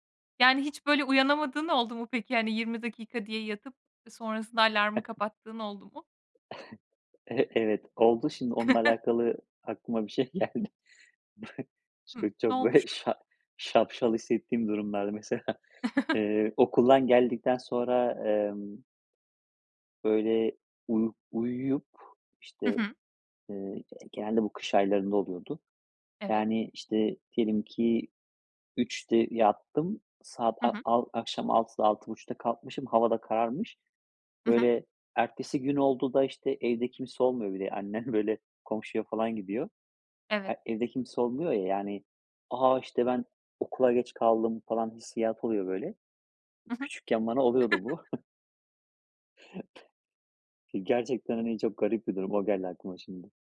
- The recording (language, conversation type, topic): Turkish, podcast, Uyku düzeninin zihinsel sağlığa etkileri nelerdir?
- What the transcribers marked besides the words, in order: unintelligible speech; tapping; chuckle; chuckle; laughing while speaking: "geldi"; chuckle; laughing while speaking: "mesela"; chuckle; other noise; laughing while speaking: "böyle"; chuckle